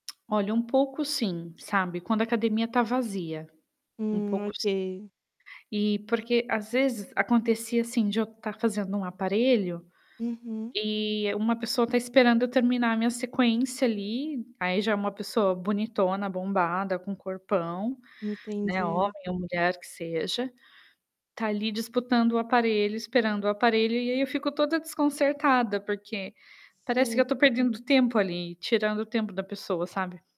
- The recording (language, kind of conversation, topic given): Portuguese, advice, Quando e como você se sente intimidado ou julgado na academia?
- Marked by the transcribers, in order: distorted speech; tapping